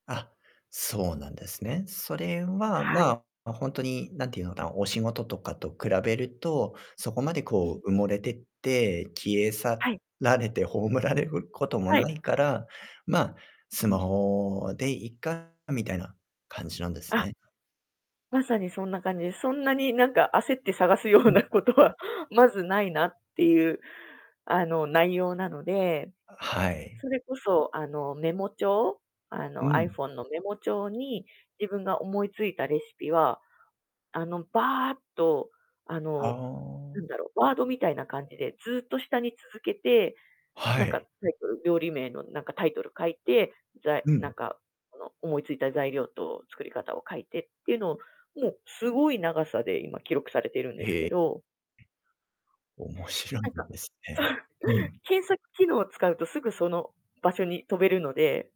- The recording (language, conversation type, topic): Japanese, podcast, アイデアはどのようにストックしていますか？
- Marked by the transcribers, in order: laughing while speaking: "葬られることもないから"; distorted speech; laughing while speaking: "探すようなことはまずないなっていう"; chuckle